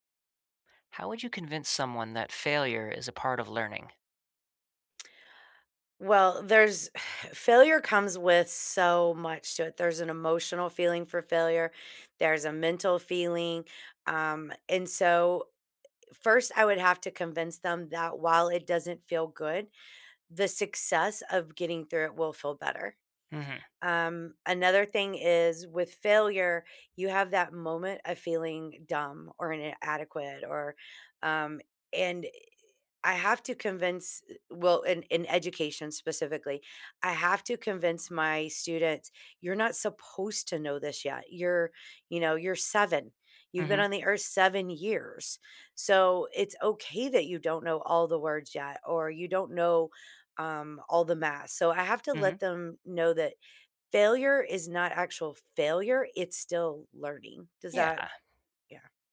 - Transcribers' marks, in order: tsk; exhale
- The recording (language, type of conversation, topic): English, unstructured, How can you convince someone that failure is part of learning?